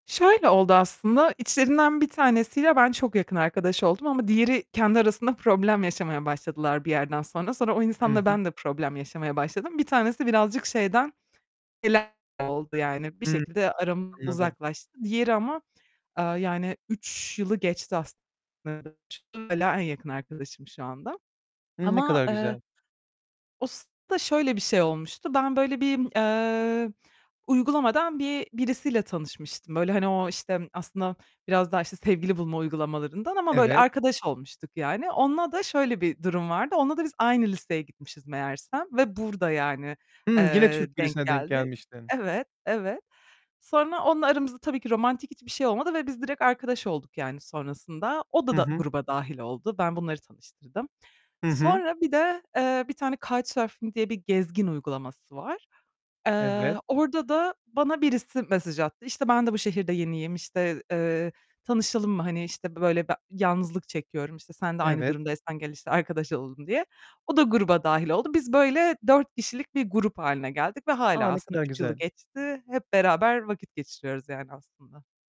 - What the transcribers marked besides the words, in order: distorted speech; tapping; unintelligible speech; unintelligible speech; other background noise
- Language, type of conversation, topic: Turkish, podcast, Hayatında tesadüfen tanışıp yakınlaştığın biri oldu mu?